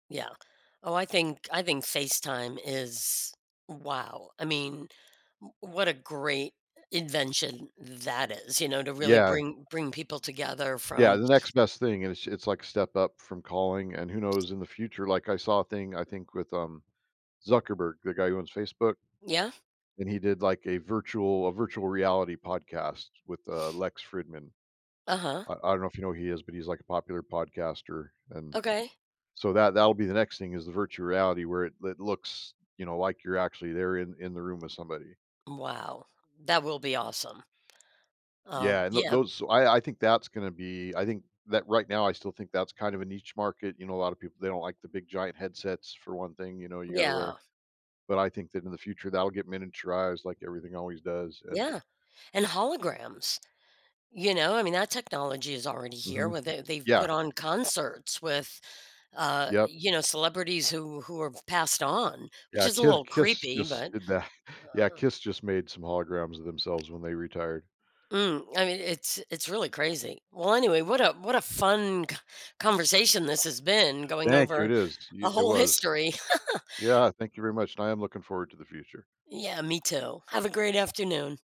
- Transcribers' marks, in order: tapping; other background noise; chuckle; groan; laugh
- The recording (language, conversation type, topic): English, unstructured, In what ways do scientific breakthroughs impact our daily lives and society?
- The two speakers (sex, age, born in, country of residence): female, 65-69, United States, United States; male, 55-59, United States, United States